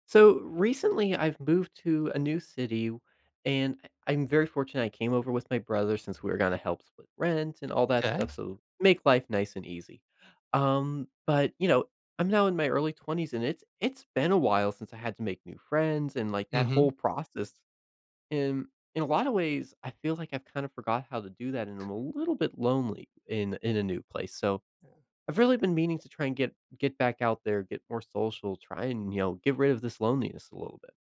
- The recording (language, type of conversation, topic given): English, advice, How do I make new friends and feel less lonely after moving to a new city?
- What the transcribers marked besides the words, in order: other background noise; tapping